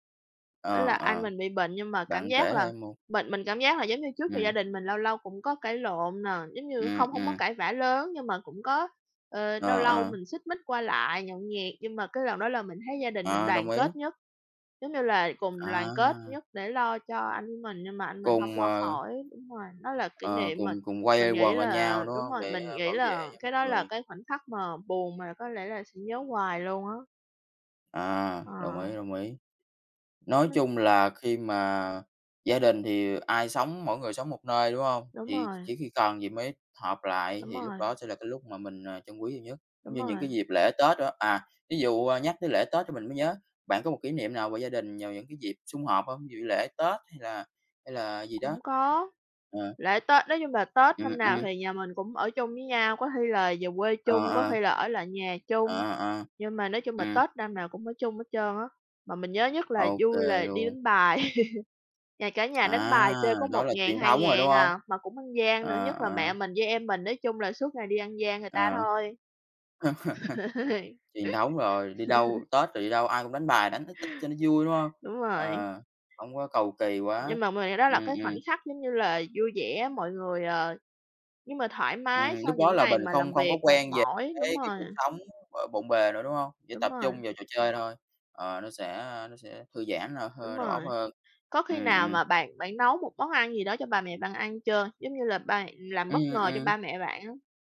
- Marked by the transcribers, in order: other background noise; tapping; chuckle; laugh; laugh
- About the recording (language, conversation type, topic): Vietnamese, unstructured, Khoảnh khắc nào trong gia đình khiến bạn nhớ nhất?